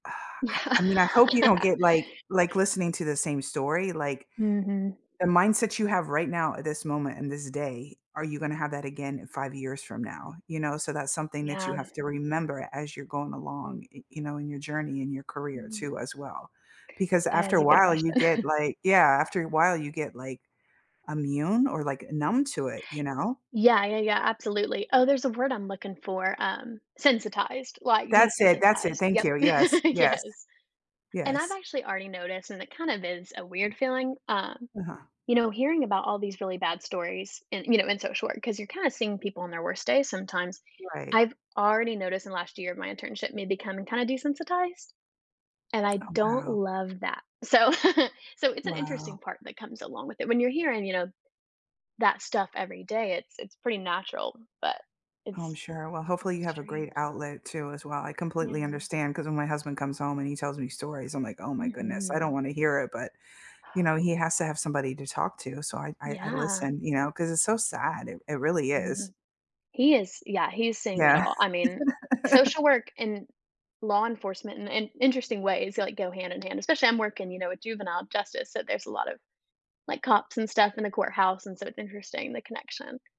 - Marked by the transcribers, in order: exhale; laughing while speaking: "Yeah"; other background noise; laugh; laugh; laugh; tapping; laugh
- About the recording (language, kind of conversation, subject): English, unstructured, How do you hope your personal values will shape your life in the next few years?
- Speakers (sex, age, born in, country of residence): female, 20-24, United States, United States; female, 50-54, United States, United States